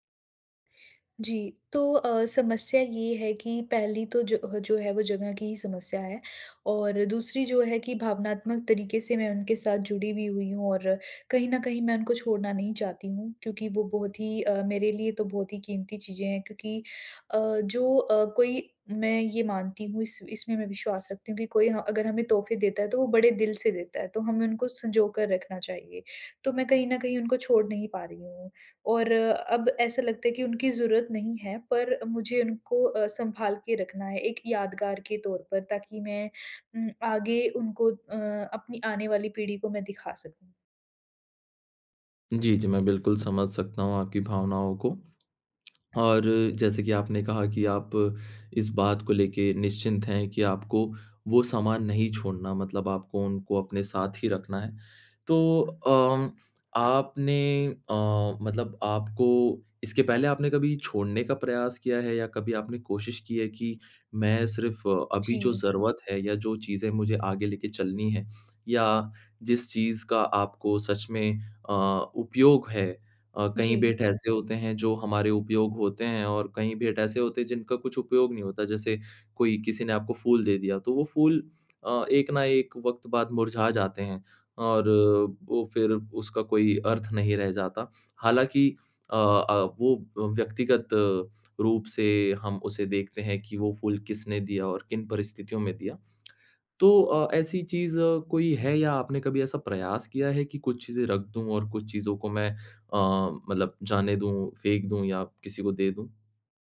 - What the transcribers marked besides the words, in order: tongue click
- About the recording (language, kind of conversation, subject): Hindi, advice, उपहारों और यादगार चीज़ों से घर भर जाने पर उन्हें छोड़ना मुश्किल क्यों लगता है?